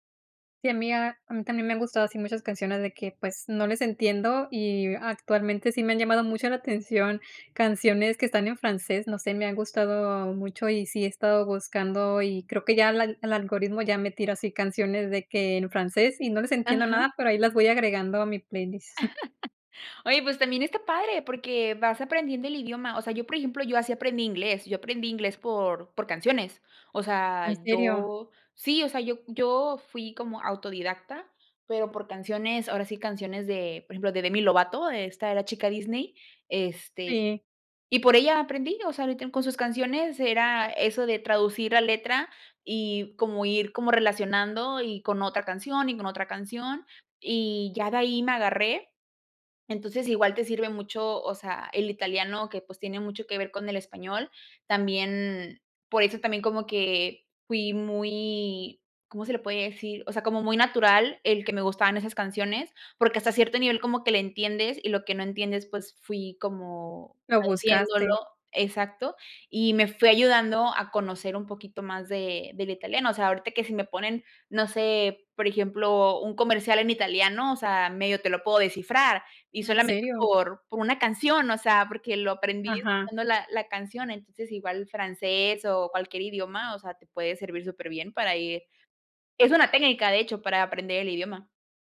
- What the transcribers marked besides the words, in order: chuckle
- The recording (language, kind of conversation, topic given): Spanish, podcast, ¿Qué opinas de mezclar idiomas en una playlist compartida?